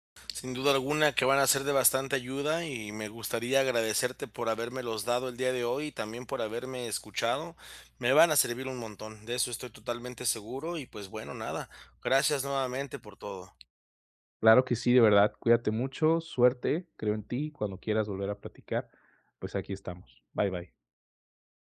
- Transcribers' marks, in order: tapping
- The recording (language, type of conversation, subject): Spanish, advice, ¿Cómo puedo aceptar la incertidumbre sin perder la calma?